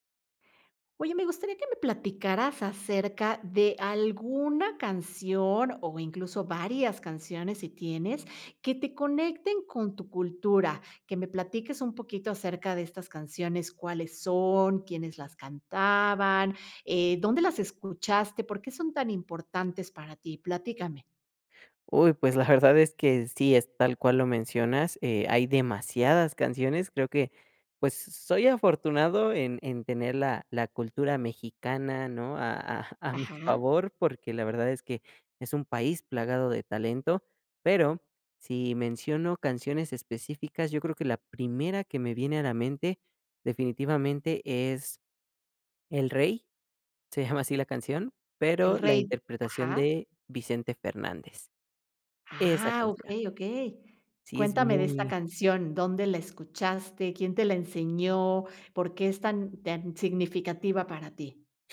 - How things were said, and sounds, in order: tapping
- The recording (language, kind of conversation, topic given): Spanish, podcast, ¿Qué canción te conecta con tu cultura?